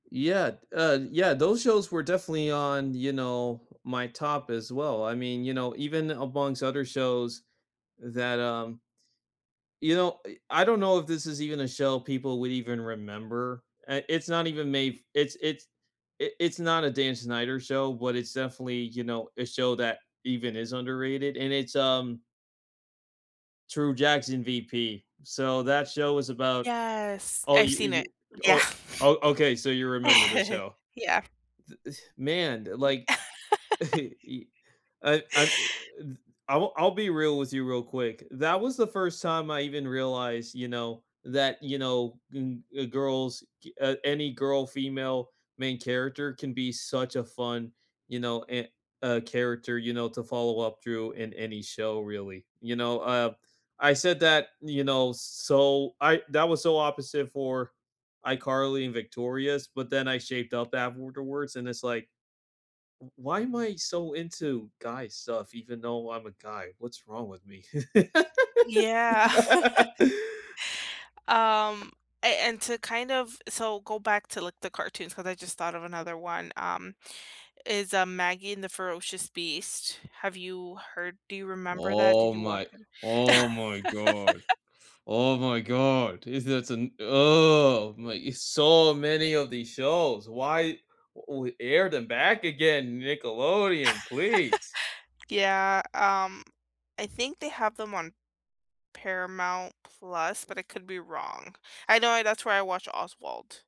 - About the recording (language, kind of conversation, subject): English, unstructured, What childhood cartoon captured your heart, and how did it shape your memories or values?
- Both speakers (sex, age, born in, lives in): female, 25-29, United States, United States; male, 20-24, United States, United States
- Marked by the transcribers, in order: other background noise; laughing while speaking: "Yeah"; chuckle; tapping; chuckle; other noise; laugh; laugh; laugh; laugh